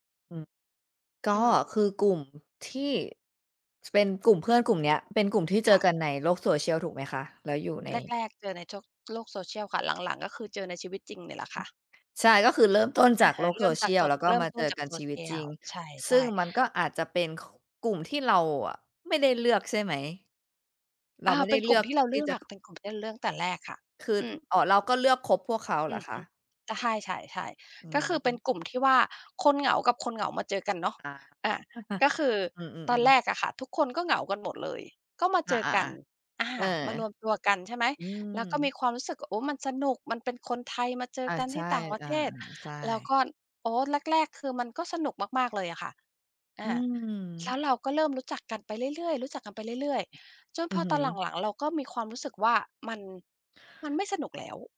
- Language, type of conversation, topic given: Thai, advice, ทำไมฉันถึงรู้สึกโดดเดี่ยวแม้อยู่กับกลุ่มเพื่อน?
- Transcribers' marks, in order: tapping; other background noise; unintelligible speech; chuckle